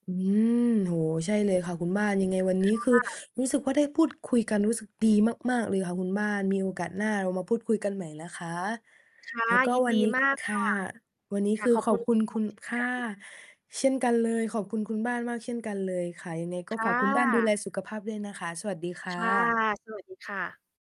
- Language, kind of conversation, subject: Thai, unstructured, คุณเคยรู้สึกเสียดายเรื่องอะไรในอดีตบ้างไหม?
- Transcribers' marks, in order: distorted speech